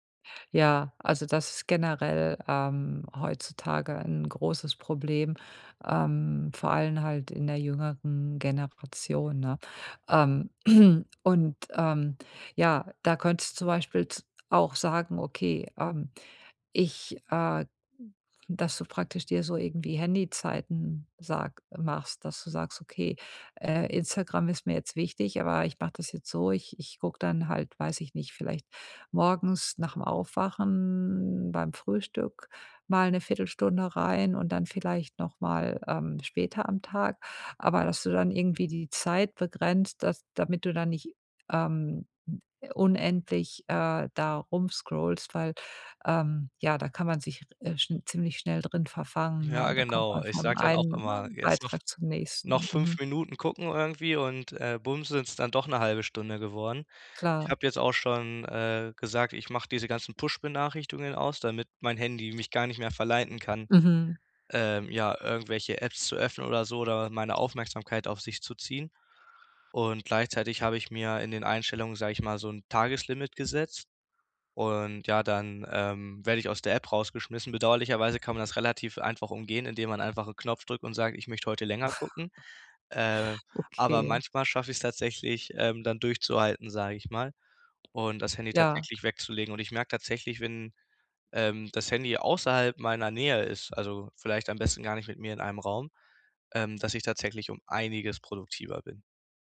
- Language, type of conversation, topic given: German, advice, Wie erreiche ich meine Ziele effektiv, obwohl ich prokrastiniere?
- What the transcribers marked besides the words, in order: throat clearing; other background noise; background speech; stressed: "einiges"